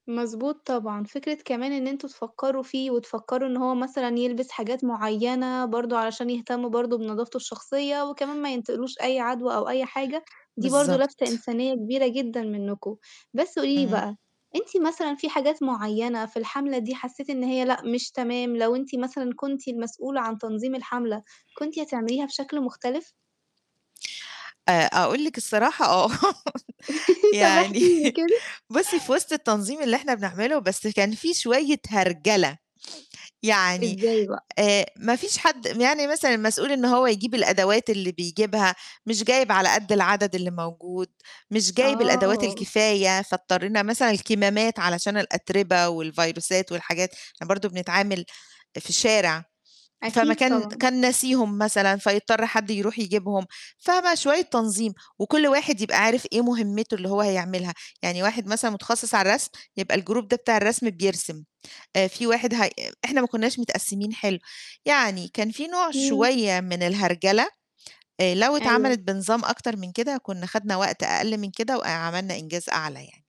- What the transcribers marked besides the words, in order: tapping; laugh; laughing while speaking: "يعني"; laugh; laughing while speaking: "طَب احكي لي كده"; in English: "الجروب"
- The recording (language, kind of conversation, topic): Arabic, podcast, بتشارك في حملات تنظيف الشوارع؟ ليه أو ليه لأ؟